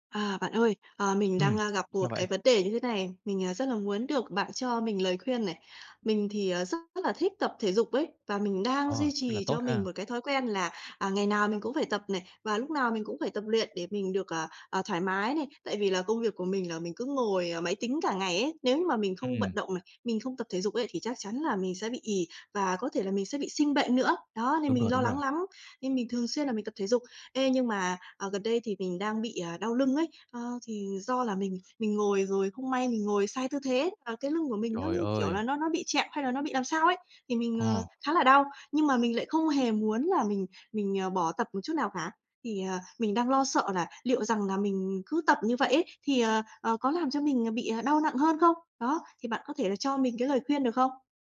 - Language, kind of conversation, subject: Vietnamese, advice, Tôi bị đau lưng khi tập thể dục và lo sẽ làm nặng hơn, tôi nên làm gì?
- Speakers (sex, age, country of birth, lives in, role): female, 30-34, Vietnam, Vietnam, user; male, 25-29, Vietnam, Vietnam, advisor
- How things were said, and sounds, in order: tapping; other background noise